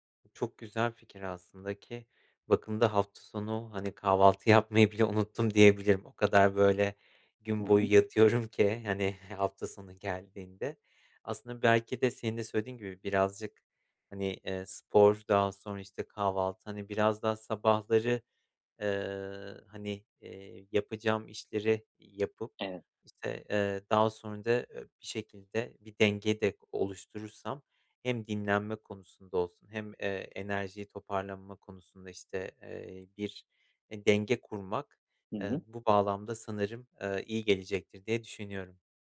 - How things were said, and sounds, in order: tapping; other background noise; laughing while speaking: "yatıyorum ki, hani, hafta sonu geldiğinde"
- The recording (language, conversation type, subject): Turkish, advice, Hafta sonlarımı dinlenmek ve enerji toplamak için nasıl düzenlemeliyim?